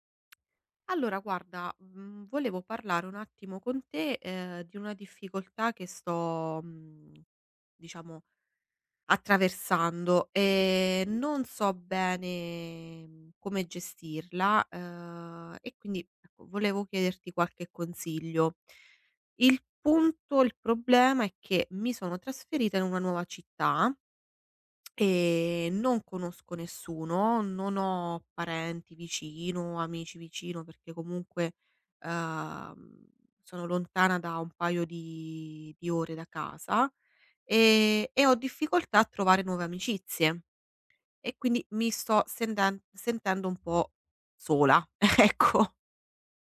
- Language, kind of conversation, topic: Italian, advice, Come posso fare nuove amicizie e affrontare la solitudine nella mia nuova città?
- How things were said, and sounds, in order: tapping; drawn out: "e"; drawn out: "e"; drawn out: "uhm"; drawn out: "di"; chuckle; laughing while speaking: "ecco"